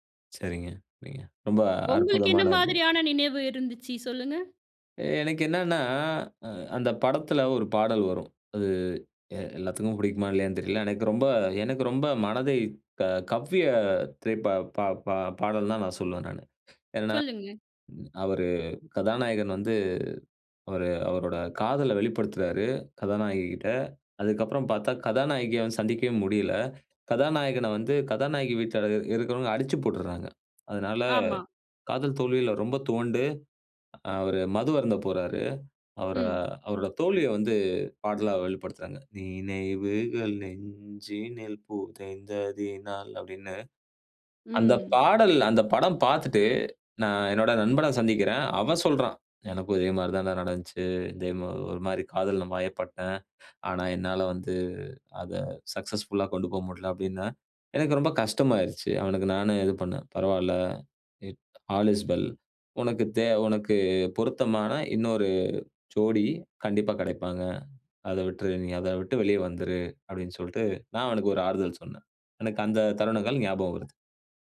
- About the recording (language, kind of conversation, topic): Tamil, podcast, ஒரு பாடல் உங்களுடைய நினைவுகளை எப்படித் தூண்டியது?
- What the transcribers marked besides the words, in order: other background noise; singing: "நினைவுகள் நெஞ்சினில் புதைய்ந்ததினால்"; drawn out: "ம்"; in English: "சக்சஸ்ஃபுல்லா"; in English: "ஆல் இஸ் வெல்"